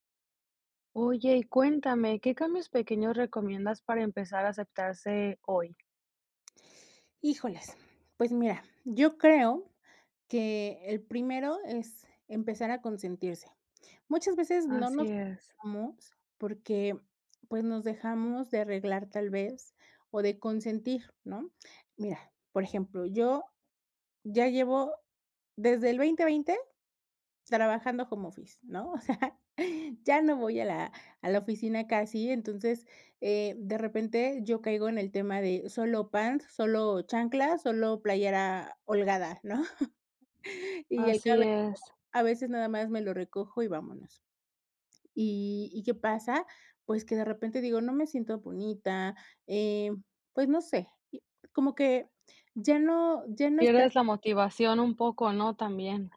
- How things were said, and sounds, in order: laughing while speaking: "o sea"; laughing while speaking: "¿no?"
- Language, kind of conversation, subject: Spanish, podcast, ¿Qué pequeños cambios recomiendas para empezar a aceptarte hoy?